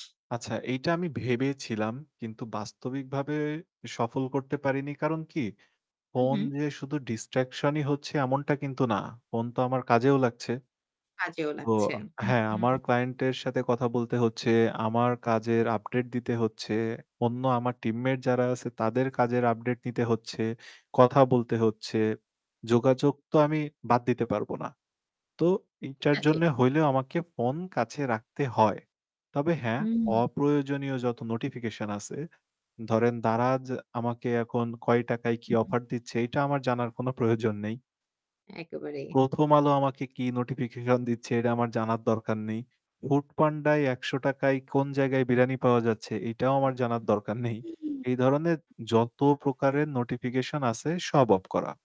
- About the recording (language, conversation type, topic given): Bengali, podcast, ডিজিটাল বিভ্রান্তি কাটিয়ে ওঠার আপনার উপায় কী?
- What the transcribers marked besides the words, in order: static; other background noise; tapping; distorted speech; "foodpanda য়" said as "হুডপাডায়"; chuckle; "অফ" said as "ওপ"